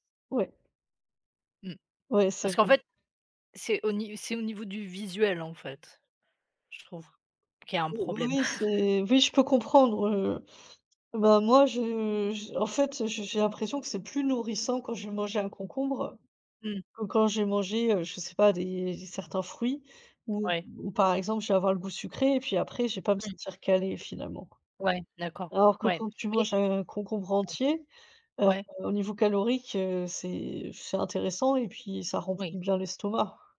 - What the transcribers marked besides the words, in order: chuckle; tapping; other background noise
- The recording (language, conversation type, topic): French, unstructured, Préférez-vous les fruits ou les légumes dans votre alimentation ?